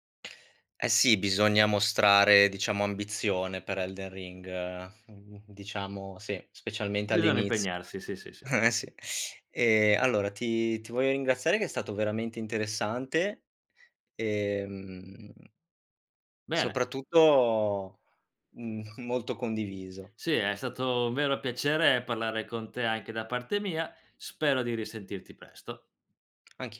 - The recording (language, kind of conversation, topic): Italian, podcast, Quale hobby ti fa dimenticare il tempo?
- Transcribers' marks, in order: laughing while speaking: "Eh"; other background noise